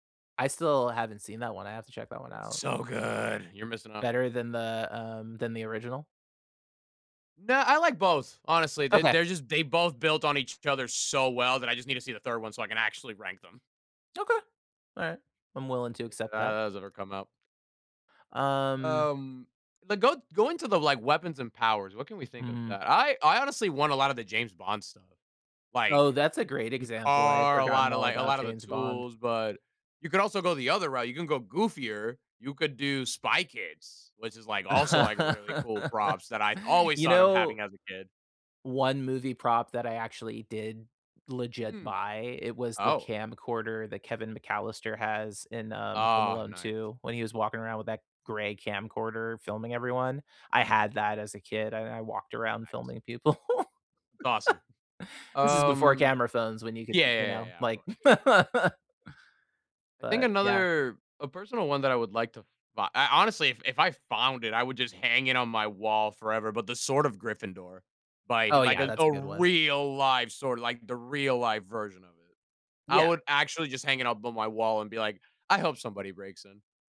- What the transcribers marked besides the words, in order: stressed: "so good"; laugh; tapping; laughing while speaking: "people"; laugh; laugh; stressed: "real-life"
- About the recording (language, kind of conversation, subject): English, unstructured, What film prop should I borrow, and how would I use it?